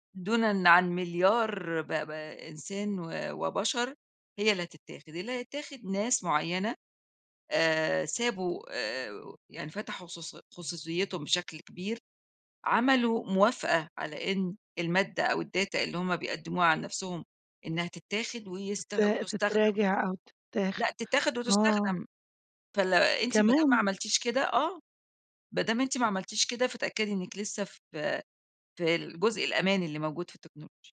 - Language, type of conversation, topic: Arabic, advice, إزاي بتوازن بين إنك تحافظ على صورتك على السوشيال ميديا وبين إنك تبقى على طبيعتك؟
- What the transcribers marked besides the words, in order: in English: "الData"; other background noise